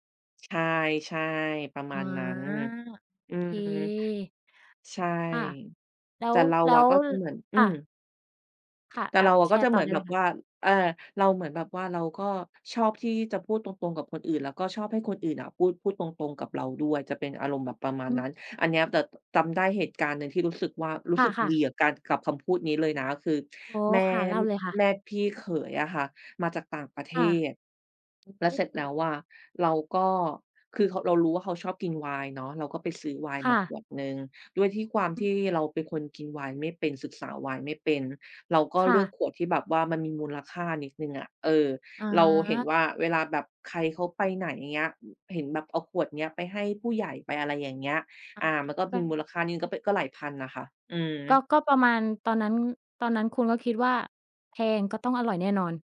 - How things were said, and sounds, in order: other background noise; tapping
- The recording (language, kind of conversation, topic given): Thai, podcast, เวลาคุยกับคนอื่น คุณชอบพูดตรงๆ หรือพูดอ้อมๆ มากกว่ากัน?